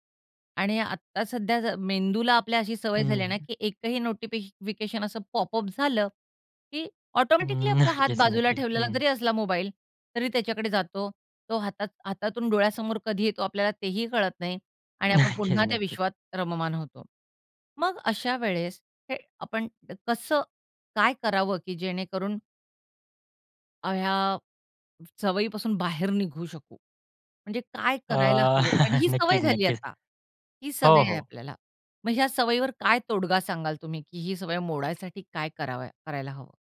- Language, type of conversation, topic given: Marathi, podcast, सोशल मीडियाने तुमच्या दैनंदिन आयुष्यात कोणते बदल घडवले आहेत?
- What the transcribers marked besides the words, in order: other background noise; laughing while speaking: "नक्कीच, नक्कीच"; laughing while speaking: "नक्कीच, नक्कीच"; chuckle